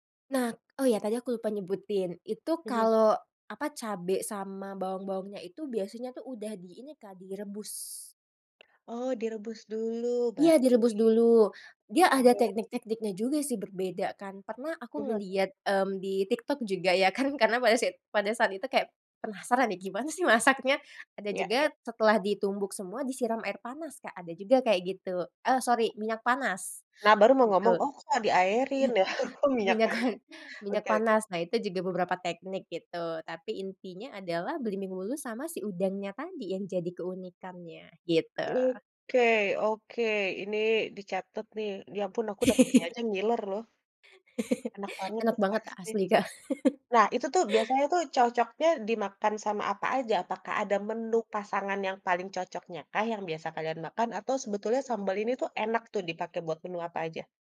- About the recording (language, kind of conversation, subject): Indonesian, podcast, Bagaimana kebiasaan makan malam bersama keluarga kalian?
- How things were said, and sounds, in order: tapping; other background noise; unintelligible speech; unintelligible speech; laughing while speaking: "Oh"; laugh; chuckle